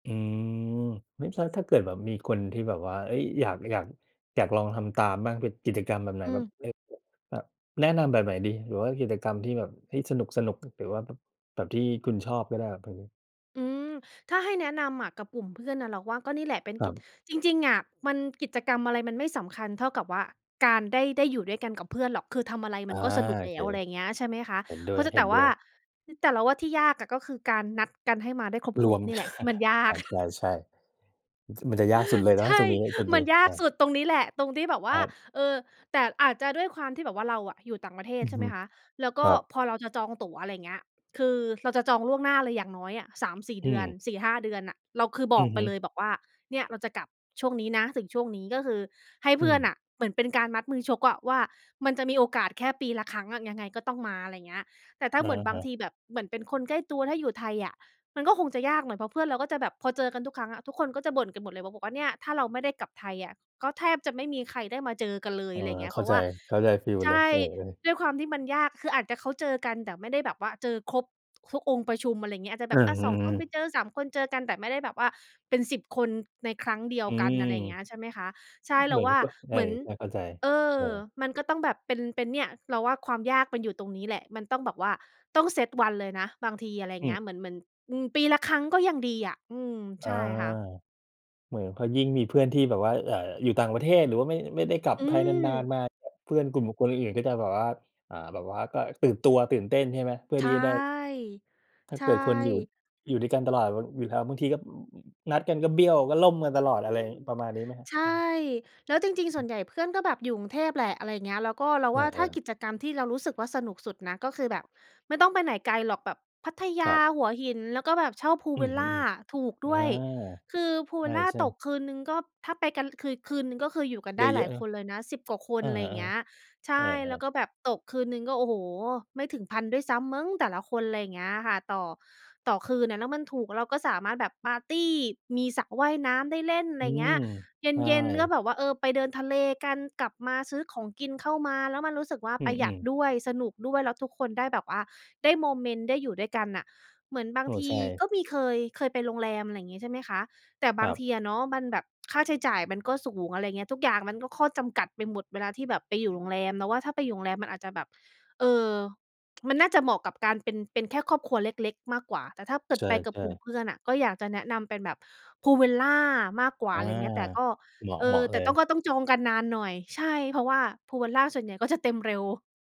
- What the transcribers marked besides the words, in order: chuckle; laughing while speaking: "ใช่"; chuckle; other background noise; other noise; laughing while speaking: "ก็จะ"
- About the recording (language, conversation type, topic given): Thai, podcast, กิจกรรมอะไรที่ทำกับเพื่อนแล้วสนุกที่สุดสำหรับคุณ?